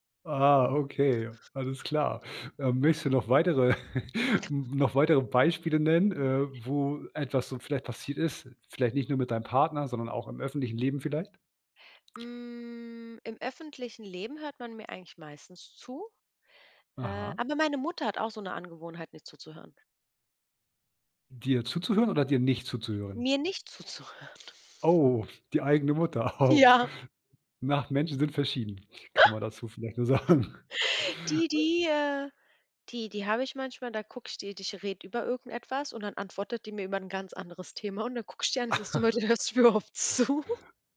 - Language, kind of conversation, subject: German, podcast, Wie geht ihr damit um, wenn jemand euch einfach nicht zuhört?
- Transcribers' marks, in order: laugh; other background noise; drawn out: "Hm"; stressed: "nicht"; laughing while speaking: "zuzuhören"; chuckle; laughing while speaking: "Oh"; laughing while speaking: "Ja"; laugh; laughing while speaking: "sagen"; gasp; other noise; laugh; unintelligible speech; laughing while speaking: "hörst mir überhaupt zu?"